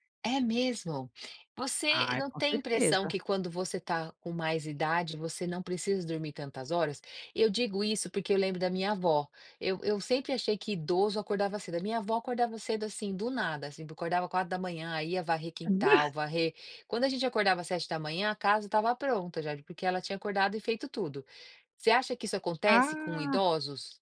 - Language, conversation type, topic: Portuguese, podcast, Que papel o sono desempenha na cura, na sua experiência?
- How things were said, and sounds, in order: chuckle